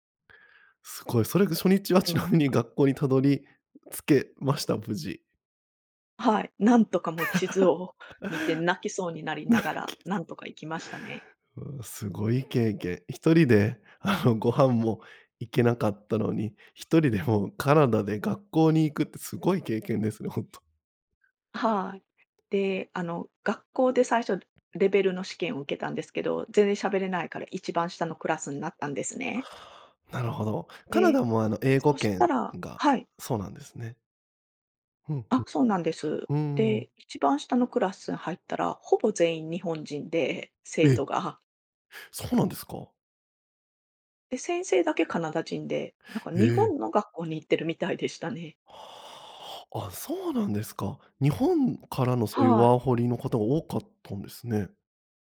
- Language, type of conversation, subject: Japanese, podcast, ひとり旅で一番忘れられない体験は何でしたか？
- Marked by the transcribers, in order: unintelligible speech; laughing while speaking: "ちなみに"; laugh; unintelligible speech; other background noise